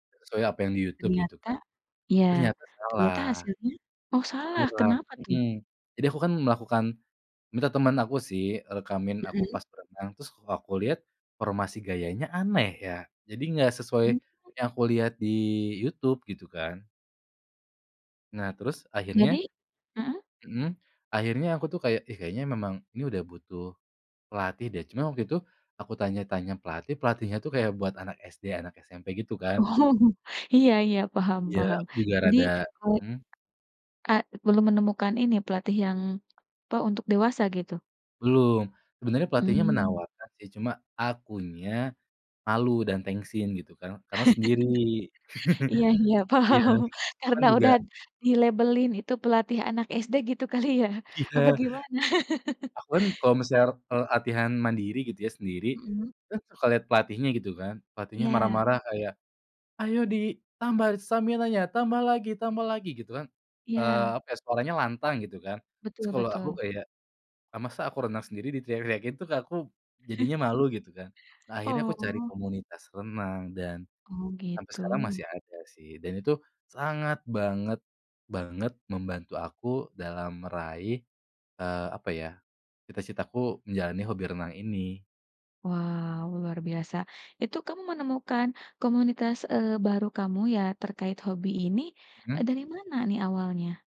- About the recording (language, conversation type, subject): Indonesian, podcast, Apa tipsmu agar tidak cepat menyerah saat mempelajari hobi baru?
- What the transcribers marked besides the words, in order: other background noise; laughing while speaking: "Oh"; tapping; stressed: "akunya"; laugh; laughing while speaking: "paham"; laugh; laughing while speaking: "kali, ya? Apa"; laughing while speaking: "Iya"; laugh; "latihan" said as "atihan"; put-on voice: "Ayo, ditambah d staminanya! Tambah lagi, tambah lagi!"; chuckle